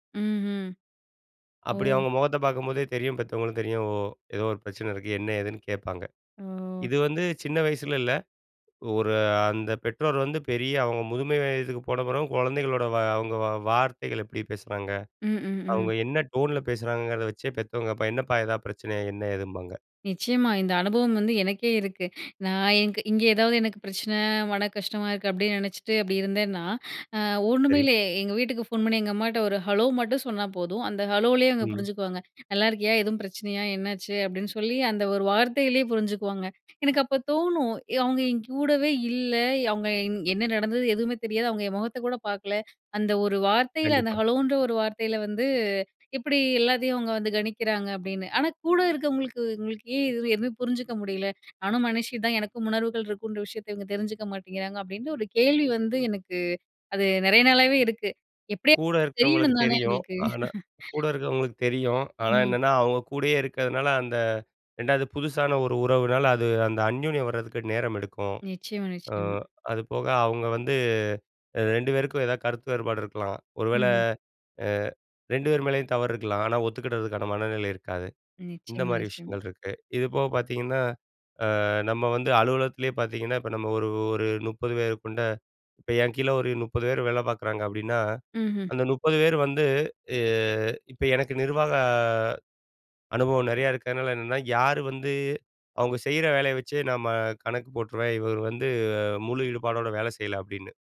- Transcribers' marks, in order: inhale; inhale; inhale; inhale; inhale; inhale; inhale; laugh; other noise
- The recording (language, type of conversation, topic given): Tamil, podcast, மற்றவரின் உணர்வுகளை நீங்கள் எப்படிப் புரிந்துகொள்கிறீர்கள்?
- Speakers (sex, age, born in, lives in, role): female, 30-34, India, India, host; male, 40-44, India, India, guest